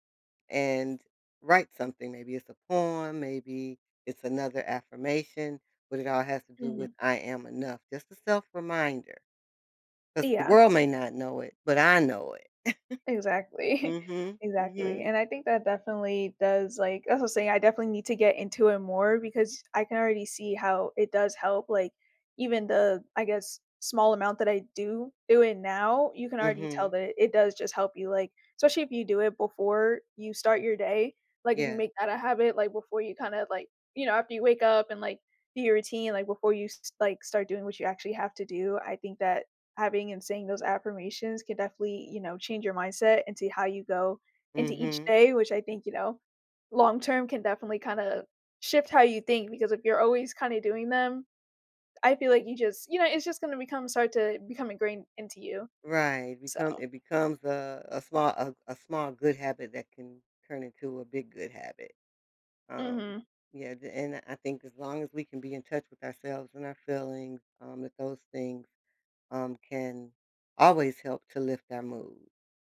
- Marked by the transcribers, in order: chuckle; other background noise
- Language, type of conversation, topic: English, unstructured, What small habit makes you happier each day?
- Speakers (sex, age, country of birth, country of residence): female, 20-24, United States, United States; female, 60-64, United States, United States